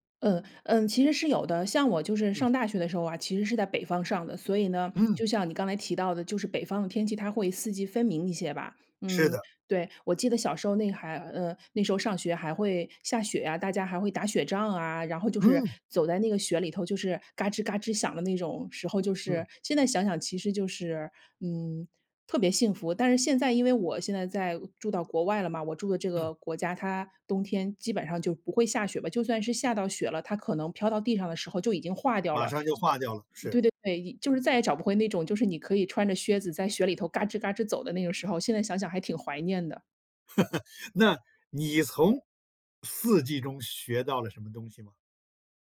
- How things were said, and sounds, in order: other background noise; other noise; chuckle
- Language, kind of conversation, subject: Chinese, podcast, 能跟我说说你从四季中学到了哪些东西吗？